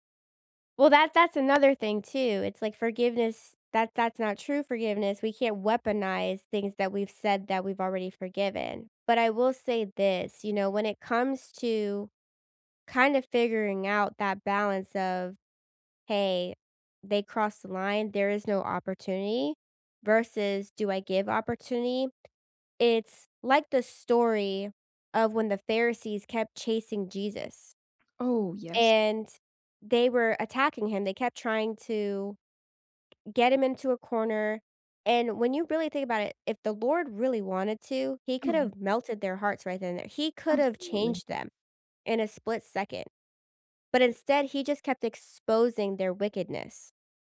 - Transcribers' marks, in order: tapping; other background noise; unintelligible speech
- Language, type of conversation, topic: English, unstructured, How do you know when to forgive and when to hold someone accountable?
- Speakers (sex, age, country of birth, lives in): female, 30-34, United States, United States; female, 35-39, United States, United States